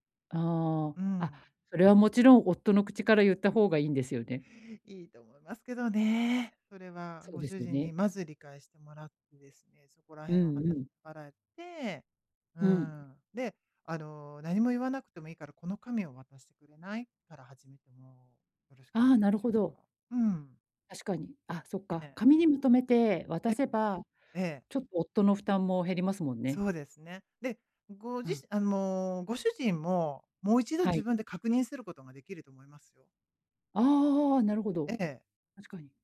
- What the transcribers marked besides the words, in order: none
- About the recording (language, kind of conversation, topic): Japanese, advice, 育児方針の違いについて、パートナーとどう話し合えばよいですか？